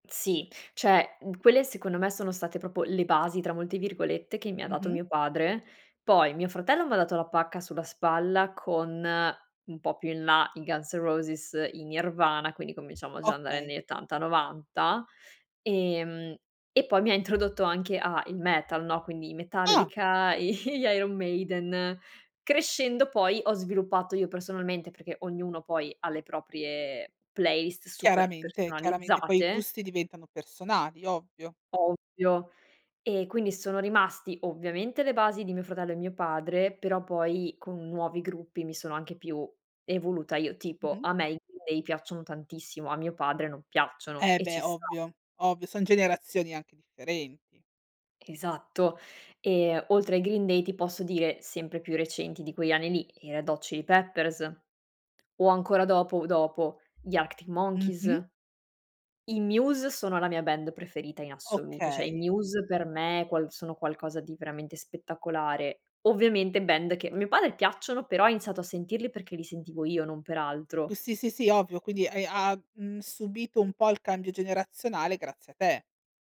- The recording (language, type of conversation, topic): Italian, podcast, Che ruolo ha la musica nella tua vita di tutti i giorni?
- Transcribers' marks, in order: other background noise; laughing while speaking: "gli"